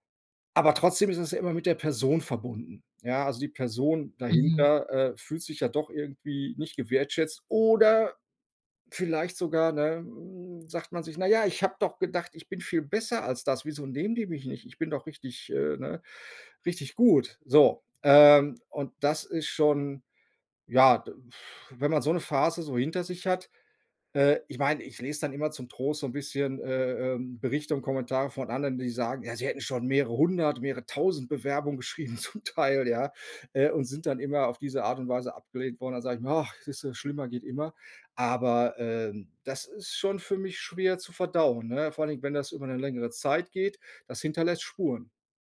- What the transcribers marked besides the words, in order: stressed: "oder"; blowing; put-on voice: "Ja, sie hätten schon mehrere hundert, mehrere tausend Bewerbungen geschrieben"; laughing while speaking: "geschrieben"
- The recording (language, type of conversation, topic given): German, advice, Wie kann ich konstruktiv mit Ablehnung und Zurückweisung umgehen?